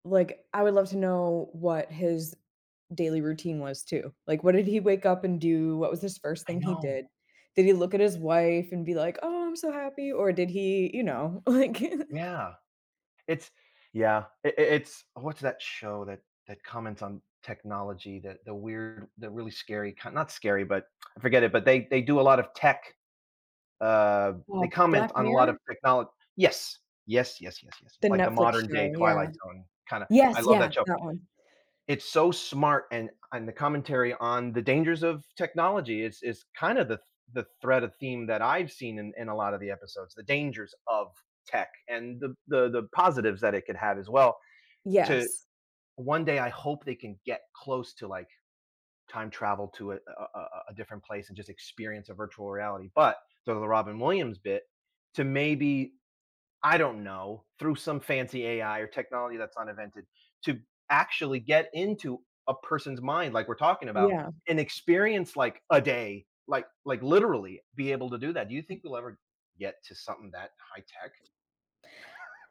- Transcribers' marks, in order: other background noise; laughing while speaking: "like"; tapping; laugh
- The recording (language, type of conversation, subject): English, unstructured, What would you do if you could swap lives with a famous person for a day?